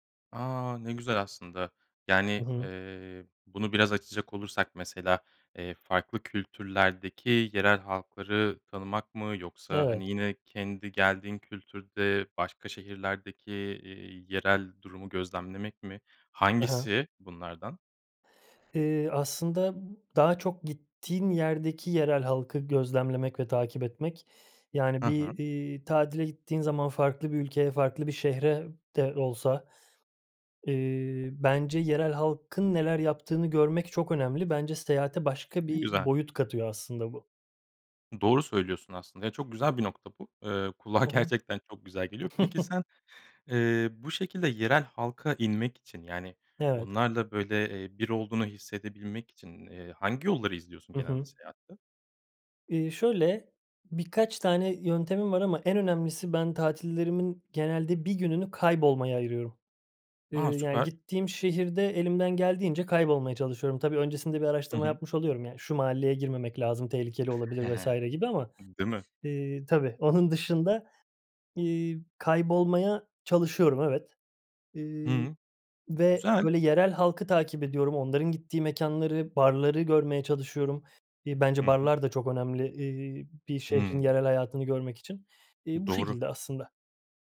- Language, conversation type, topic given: Turkish, podcast, En iyi seyahat tavsiyen nedir?
- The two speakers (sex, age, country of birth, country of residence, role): male, 30-34, Turkey, Sweden, guest; male, 35-39, Turkey, Germany, host
- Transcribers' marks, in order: tapping; chuckle; other background noise; chuckle